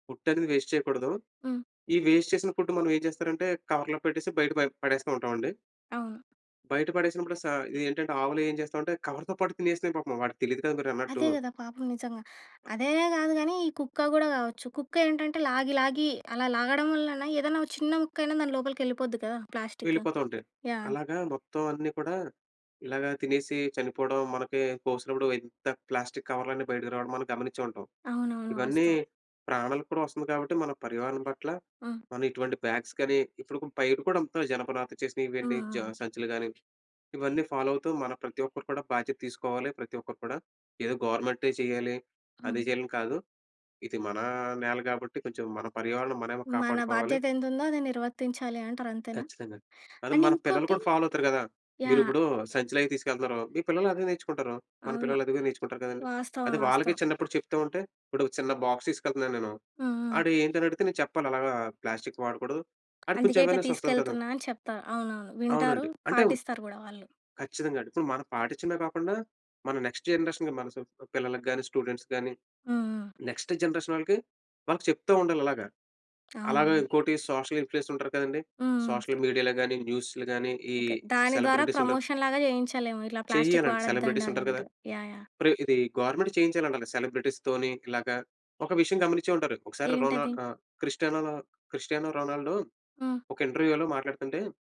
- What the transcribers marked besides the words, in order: in English: "ఫుడ్"; in English: "వేస్ట్"; in English: "వేస్ట్"; in English: "ఫుడ్"; in English: "కవర్‌లో"; tapping; in English: "కవర్‌తో"; other noise; in English: "ప్లాస్టిక్"; other background noise; in English: "ప్లాస్టిక్"; in English: "బ్యాగ్స్"; in English: "ఫాలో"; in English: "ఫాలో"; in English: "అండ్"; in English: "బాక్స్"; in English: "ప్లాస్టిక్"; in English: "అవేర్నెస్"; in English: "నెక్స్ట్ జనరేషన్‌కి"; in English: "స్టూడెంట్స్"; in English: "నెక్స్ట్ జనరేషన్"; in English: "సోషల్ ఇన్‌ఫ్లూయన్స్"; in English: "సోషల్ మీడియా‌లో"; in English: "న్యూస్‌లో"; in English: "సెలబ్రిటీస్"; in English: "ప్రమోషన్‌లాగా"; in English: "ప్లాస్టిక్"; in English: "సెలబ్రిటీస్"; in English: "గవర్నమెంట్"; in English: "సెలబ్రిటీస్‌తోని"; in English: "ఇంటర్వ్యూ‌లో"
- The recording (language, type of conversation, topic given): Telugu, podcast, ప్లాస్టిక్ వినియోగం తగ్గించేందుకు ఏ చిన్న మార్పులు చేయవచ్చు?